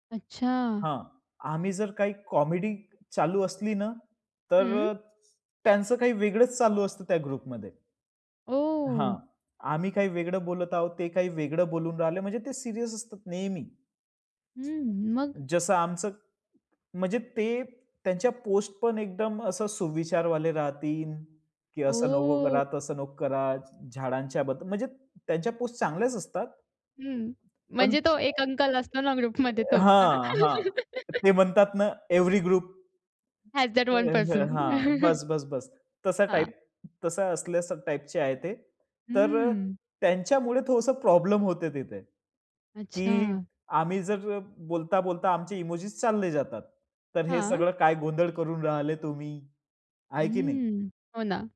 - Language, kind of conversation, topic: Marathi, podcast, मेसेजमध्ये इमोजी कधी आणि कसे वापरता?
- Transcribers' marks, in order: in English: "कॉमेडी"; in English: "ग्रुपमध्ये"; surprised: "ओह!"; other background noise; tapping; "राहतील" said as "राहतीन"; drawn out: "ओह!"; other noise; laughing while speaking: "ग्रुपमध्ये तो. हो ना"; in English: "ग्रुपमध्ये"; in English: "एव्हरी ग्रुप?"; chuckle; laughing while speaking: "हॅज दॅट वन पर्सन"; in English: "हॅज दॅट वन पर्सन"; chuckle; in English: "इमोजीस"